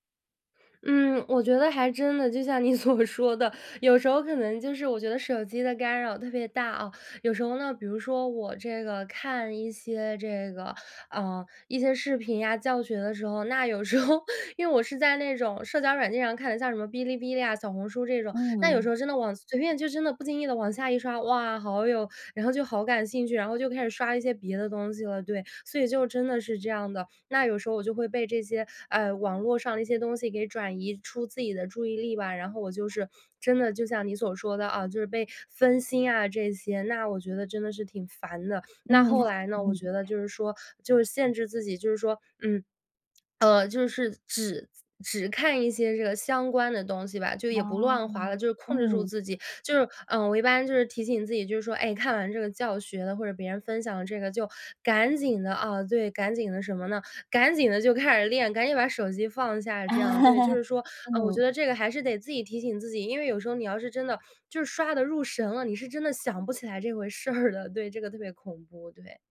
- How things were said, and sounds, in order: laughing while speaking: "所说的"; laughing while speaking: "时候"; chuckle; chuckle; swallow; chuckle; laughing while speaking: "事儿的"
- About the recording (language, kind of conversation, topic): Chinese, podcast, 自学时如何保持动力？